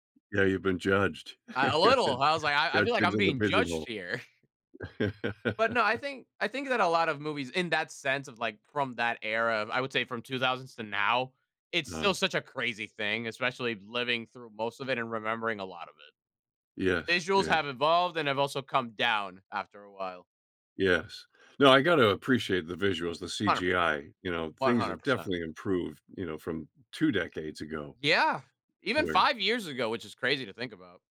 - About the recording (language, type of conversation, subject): English, unstructured, How should I weigh visual effects versus storytelling and acting?
- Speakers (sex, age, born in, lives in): male, 20-24, Venezuela, United States; male, 70-74, Canada, United States
- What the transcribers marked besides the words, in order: tapping; laugh; chuckle; laugh